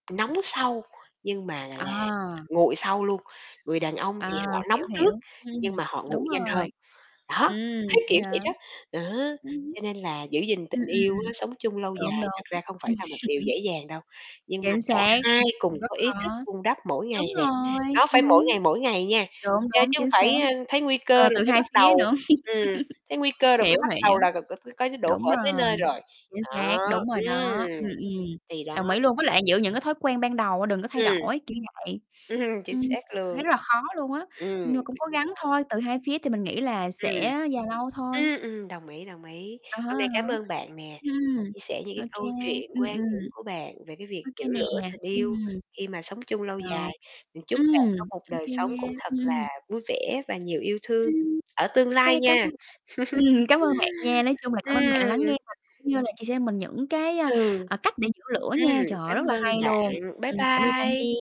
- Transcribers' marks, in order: other background noise; tapping; distorted speech; chuckle; unintelligible speech; chuckle; chuckle; unintelligible speech; chuckle
- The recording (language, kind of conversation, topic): Vietnamese, unstructured, Làm thế nào để giữ lửa yêu thương khi sống chung lâu dài?